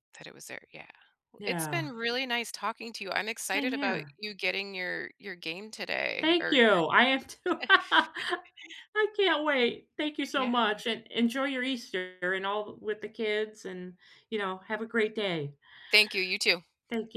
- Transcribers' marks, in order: laughing while speaking: "too"; laugh; tapping
- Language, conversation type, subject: English, unstructured, What is one small thing you are grateful for this week, and why did it matter to you?
- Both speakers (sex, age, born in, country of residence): female, 45-49, United States, United States; female, 55-59, United States, United States